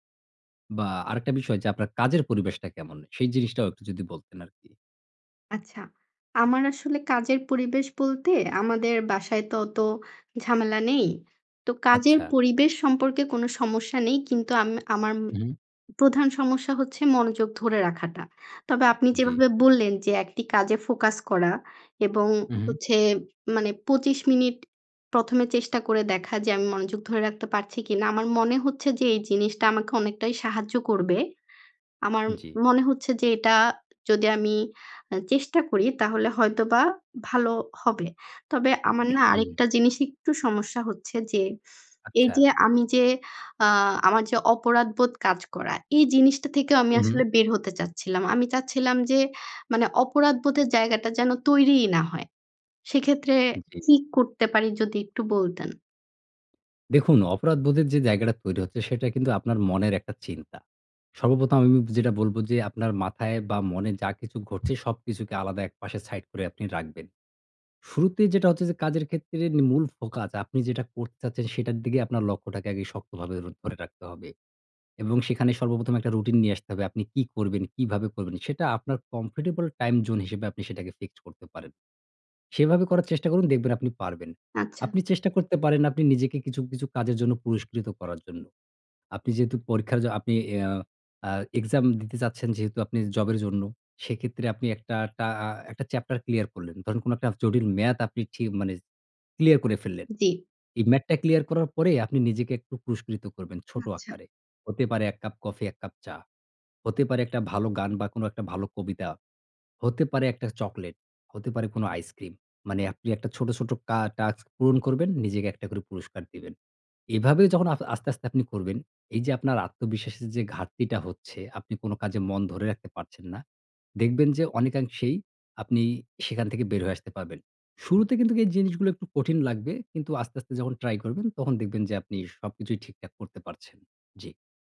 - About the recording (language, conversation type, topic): Bengali, advice, দীর্ঘ সময় কাজ করার সময় মনোযোগ ধরে রাখতে কষ্ট হলে কীভাবে সাহায্য পাব?
- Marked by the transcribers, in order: other background noise; throat clearing; tapping